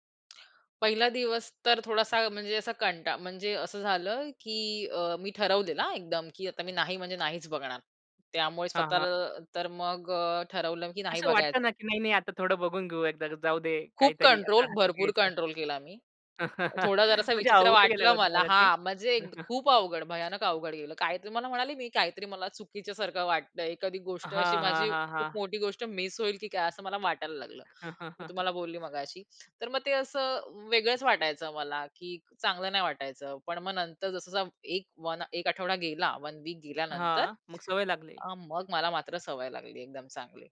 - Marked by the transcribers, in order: tapping; other background noise; other noise; chuckle; chuckle; chuckle
- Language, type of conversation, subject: Marathi, podcast, तुम्ही सूचना बंद केल्यावर तुम्हाला कोणते बदल जाणवले?